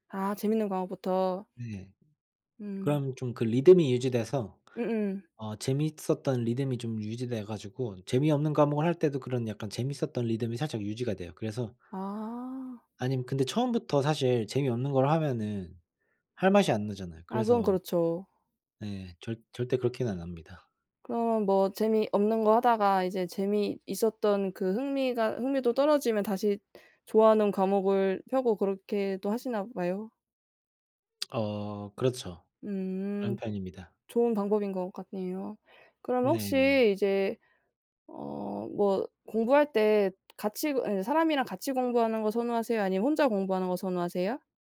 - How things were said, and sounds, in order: other background noise; other noise
- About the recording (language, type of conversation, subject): Korean, unstructured, 어떻게 하면 공부에 대한 흥미를 잃지 않을 수 있을까요?